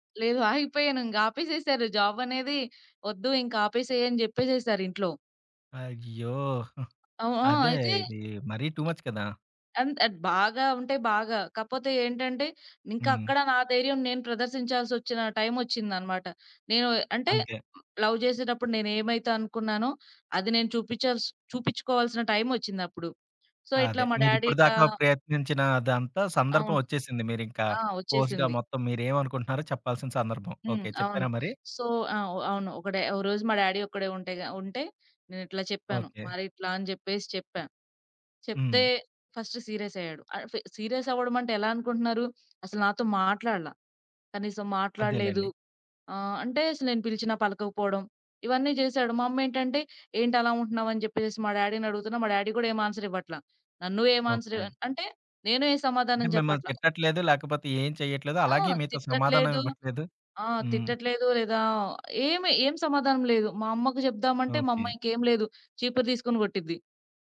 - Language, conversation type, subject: Telugu, podcast, మీరు కుటుంబంతో ఎదుర్కొన్న సంఘటనల నుంచి నేర్చుకున్న మంచి పాఠాలు ఏమిటి?
- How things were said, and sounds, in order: giggle; in English: "జాబ్"; other background noise; in English: "టూ మచ్"; in English: "లవ్"; in English: "సో"; in English: "డ్యాడి"; in English: "ఫోర్స్‌గా"; in English: "సో"; in English: "డ్యాడి"; in English: "ఫస్ట్ సీరియస్"; in English: "సీరియస్"; in English: "డ్యాడి"; in English: "ఆన్సర్"